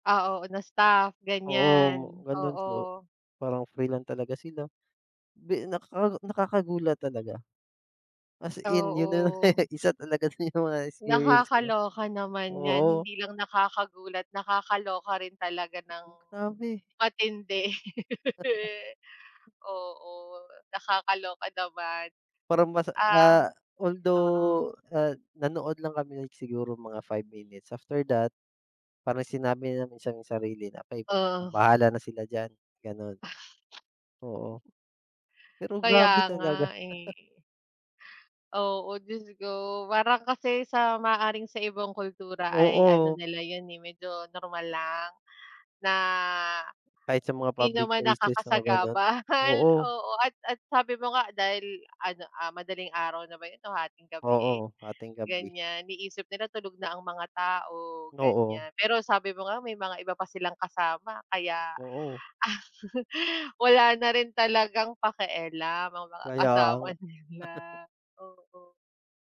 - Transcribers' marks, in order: laugh; laughing while speaking: "yung mga"; laugh; laugh; laughing while speaking: "nakakasagabal"; laugh; laughing while speaking: "kasama nila"; chuckle
- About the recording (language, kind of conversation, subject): Filipino, unstructured, Ano ang pinakanakagugulat na nangyari sa iyong paglalakbay?